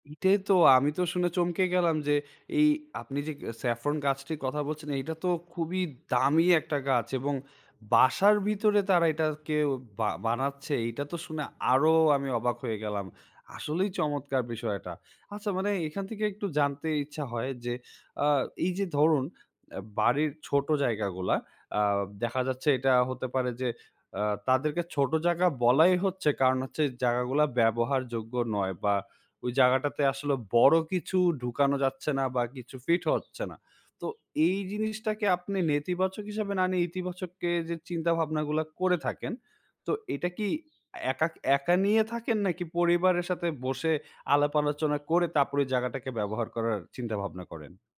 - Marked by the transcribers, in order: bird
- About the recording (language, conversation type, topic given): Bengali, podcast, বাড়ির ছোট জায়গা সর্বোচ্চভাবে কাজে লাগানোর সেরা উপায়গুলো কী?